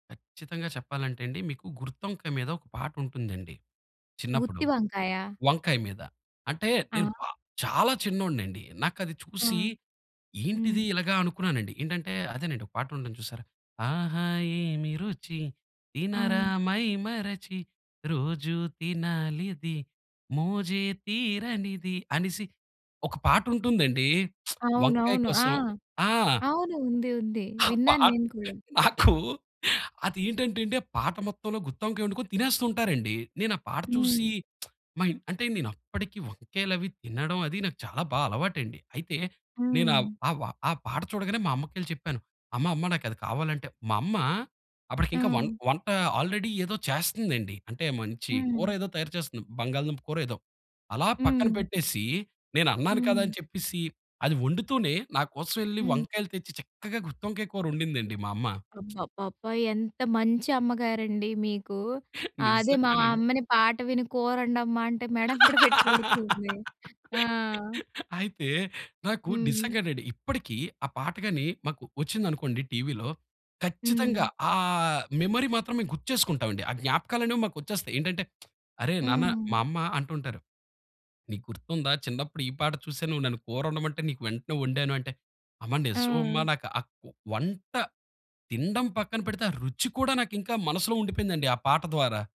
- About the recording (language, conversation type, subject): Telugu, podcast, మీ చిన్ననాటి జ్ఞాపకాలను మళ్లీ గుర్తు చేసే పాట ఏది?
- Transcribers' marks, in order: "గుత్తొంకాయ" said as "గుర్తొంకాయ"; singing: "ఆహా! ఏమి రుచి, తినరా మైమరచి, రోజు తినాలిది మోజే తీరనిది"; lip smack; chuckle; lip smack; in English: "ఆల్రెడీ"; other background noise; laughing while speaking: "నిజంగా నండి"; laugh; chuckle; in English: "మెమరీ"; lip smack